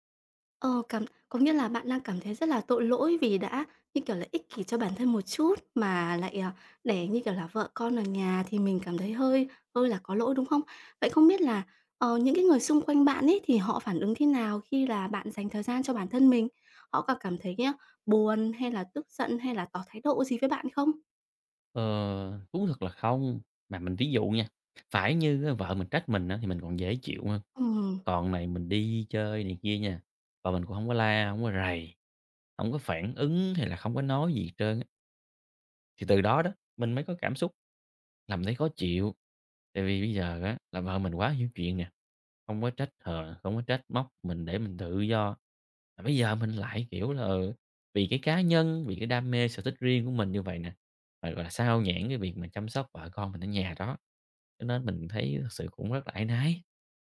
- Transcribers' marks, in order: tapping
- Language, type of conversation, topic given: Vietnamese, advice, Làm sao để dành thời gian cho sở thích mà không cảm thấy có lỗi?